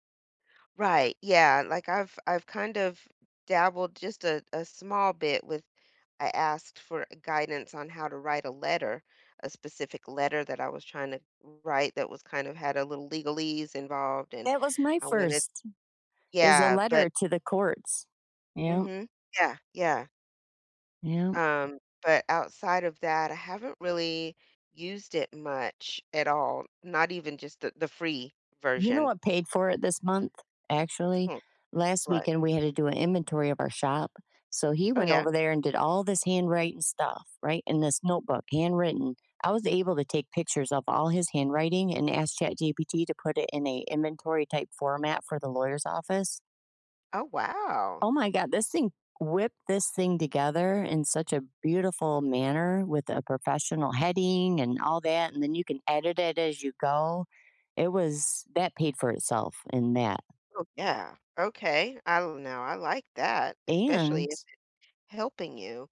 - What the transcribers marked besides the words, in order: tapping; other background noise
- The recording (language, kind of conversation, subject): English, unstructured, How can I notice how money quietly influences my daily choices?
- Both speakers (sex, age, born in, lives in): female, 50-54, United States, United States; female, 50-54, United States, United States